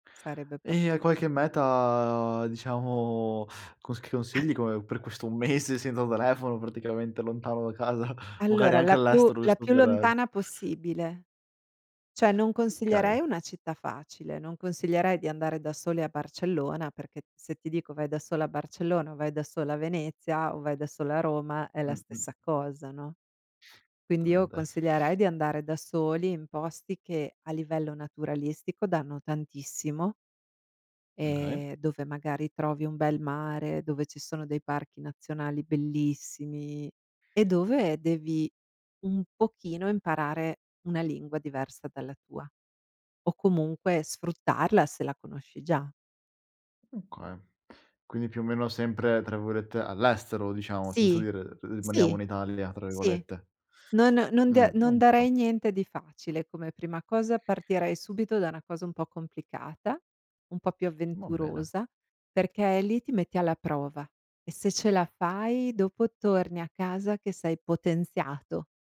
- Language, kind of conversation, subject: Italian, podcast, Che consiglio daresti a chi vuole fare il suo primo viaggio da solo?
- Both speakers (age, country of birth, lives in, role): 25-29, Italy, Italy, host; 45-49, Italy, United States, guest
- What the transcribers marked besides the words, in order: "proprio" said as "propo"; unintelligible speech; drawn out: "meta"; chuckle; tapping; chuckle; "Cioè" said as "ceh"; "okay" said as "kay"; other background noise